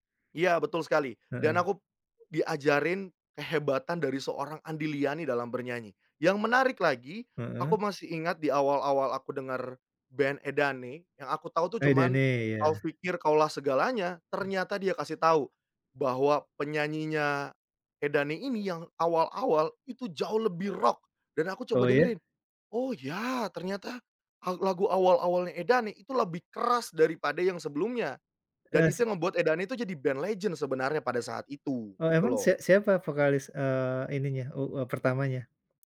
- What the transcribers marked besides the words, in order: other background noise; in English: "legend"; tapping
- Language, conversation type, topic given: Indonesian, podcast, Bagaimana musik dapat membangkitkan kembali ingatan tertentu dengan cepat?
- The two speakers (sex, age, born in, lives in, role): male, 30-34, Indonesia, Indonesia, guest; male, 45-49, Indonesia, Indonesia, host